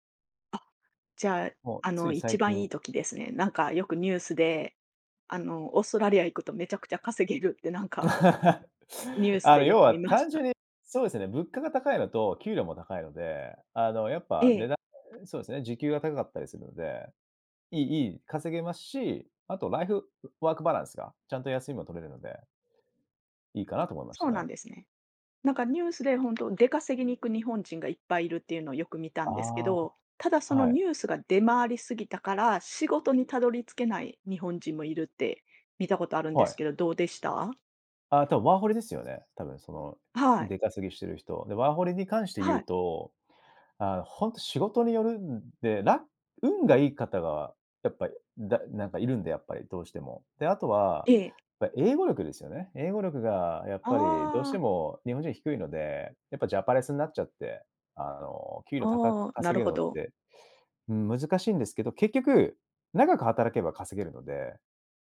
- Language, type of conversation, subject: Japanese, podcast, 新しい文化に馴染むとき、何を一番大切にしますか？
- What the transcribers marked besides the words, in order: laughing while speaking: "稼げるって"; laugh; tapping